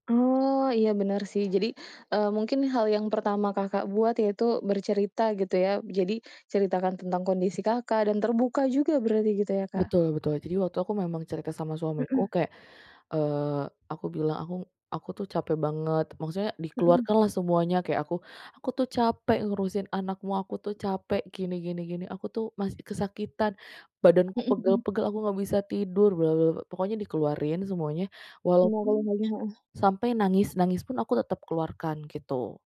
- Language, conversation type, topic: Indonesian, podcast, Bagaimana cara kamu menjaga kesehatan mental saat sedang dalam masa pemulihan?
- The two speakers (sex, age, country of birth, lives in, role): female, 25-29, Indonesia, Indonesia, guest; female, 30-34, Indonesia, Indonesia, host
- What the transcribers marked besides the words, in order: other background noise